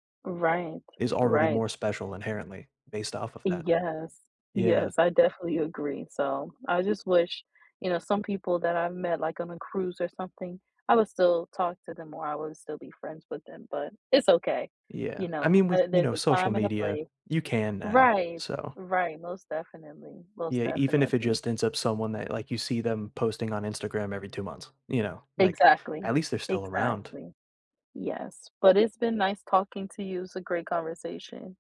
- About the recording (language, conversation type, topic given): English, unstructured, How can you meet people kindly and safely in new cities, neighborhoods, or travel destinations?
- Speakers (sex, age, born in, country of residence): female, 25-29, United States, United States; male, 30-34, United States, United States
- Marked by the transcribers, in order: none